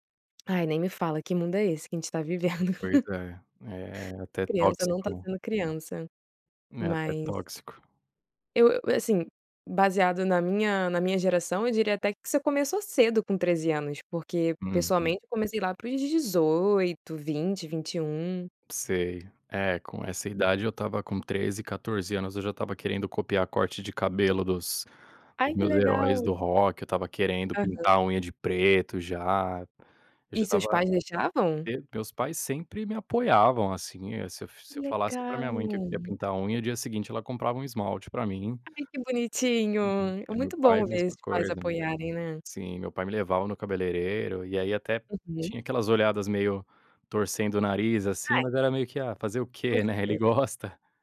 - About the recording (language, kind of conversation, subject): Portuguese, podcast, Quando você percebeu que tinha um estilo próprio?
- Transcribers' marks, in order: laughing while speaking: "vivendo?"; chuckle; tapping; laughing while speaking: "né, ele gosta"